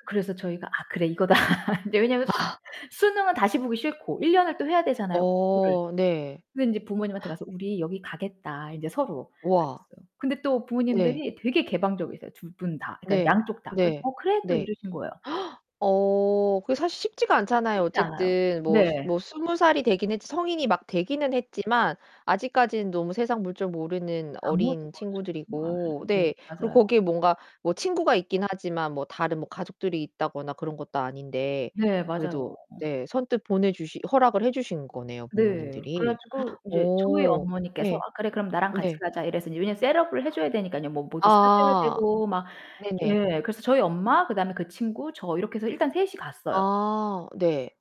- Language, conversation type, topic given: Korean, podcast, 소중한 우정이 시작된 계기를 들려주실래요?
- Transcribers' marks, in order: laughing while speaking: "이거다"; laugh; other background noise; distorted speech; gasp; put-on voice: "셋업을"; in English: "셋업을"